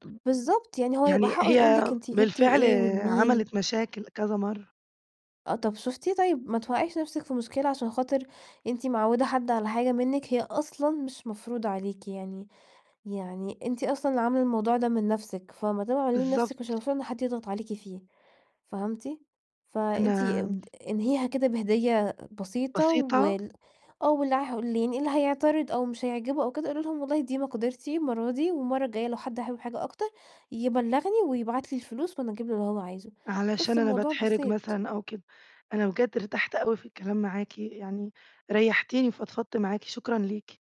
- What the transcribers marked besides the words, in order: tapping
- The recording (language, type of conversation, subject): Arabic, advice, إزاي أتعامل مع ضغط إنّي أفضّل أدعم أهلي مادّيًا بشكل مستمر رغم إن إمكانياتي محدودة؟